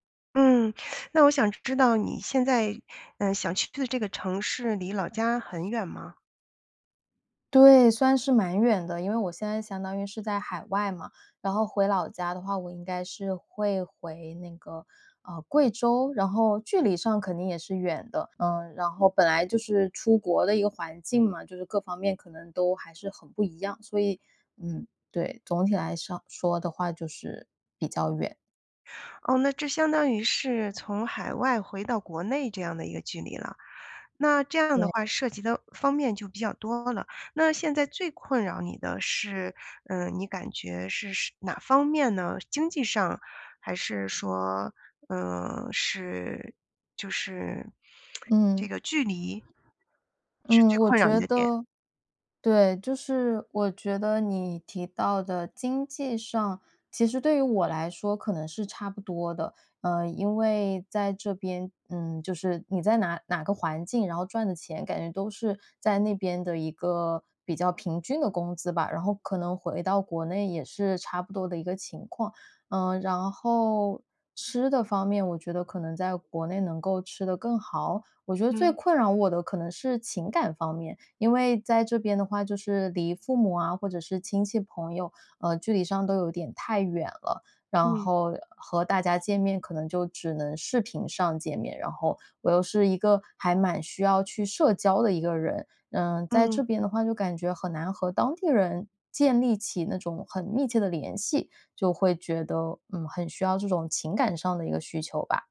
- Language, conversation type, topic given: Chinese, advice, 我该回老家还是留在新城市生活？
- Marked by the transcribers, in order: teeth sucking; tsk; other background noise